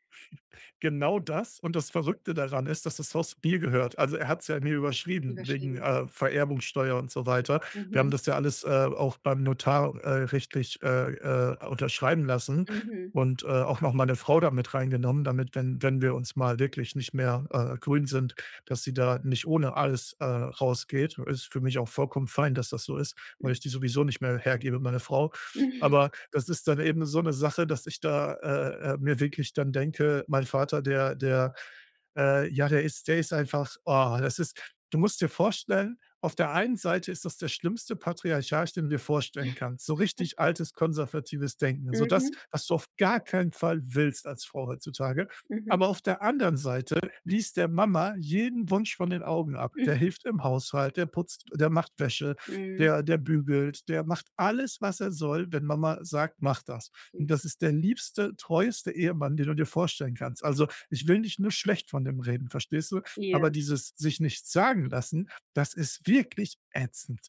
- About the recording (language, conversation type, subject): German, advice, Wie kann ich trotz anhaltender Spannungen die Beziehungen in meiner Familie pflegen?
- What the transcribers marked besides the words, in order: chuckle; chuckle; "Patriarch" said as "Patriarcharch"; laugh; stressed: "gar"; stressed: "willst"